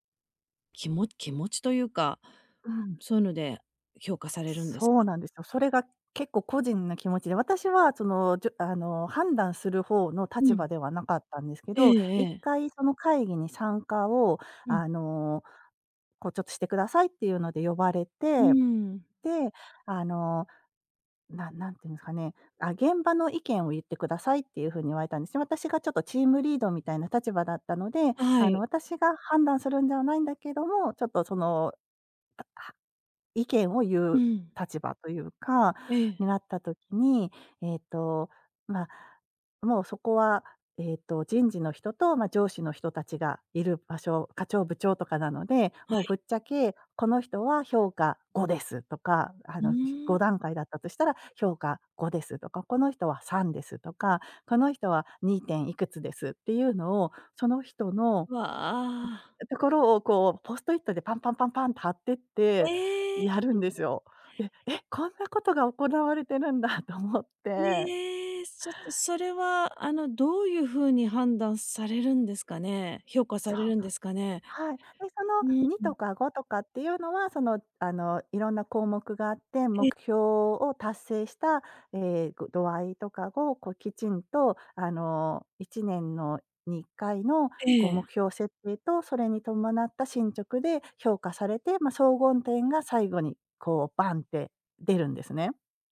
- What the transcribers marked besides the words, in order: unintelligible speech; tapping; laughing while speaking: "行われてるんだと思って"; "総合点" said as "そうごんてん"
- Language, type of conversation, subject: Japanese, advice, 公の場で批判的なコメントを受けたとき、どのように返答すればよいでしょうか？